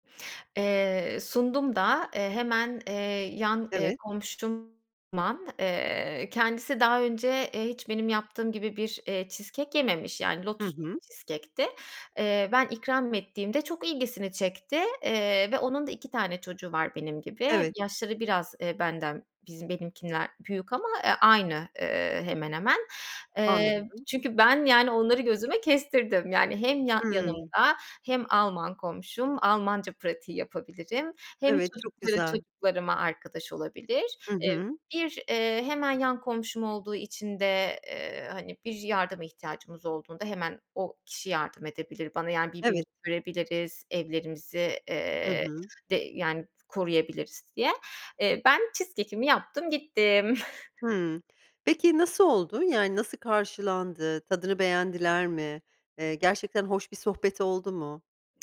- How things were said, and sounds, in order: tapping; chuckle; other noise
- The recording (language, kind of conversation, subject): Turkish, podcast, Komşuluk ilişkilerini canlı tutmak için hangi küçük adımları atabiliriz?
- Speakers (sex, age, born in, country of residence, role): female, 30-34, Turkey, Germany, guest; female, 45-49, Turkey, United States, host